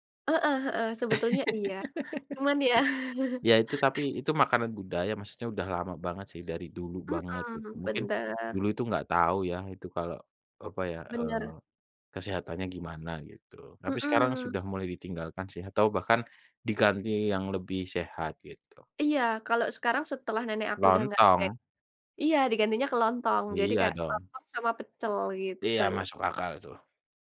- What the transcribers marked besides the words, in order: laugh; chuckle; tapping
- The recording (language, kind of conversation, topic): Indonesian, unstructured, Bagaimana makanan memengaruhi kenangan masa kecilmu?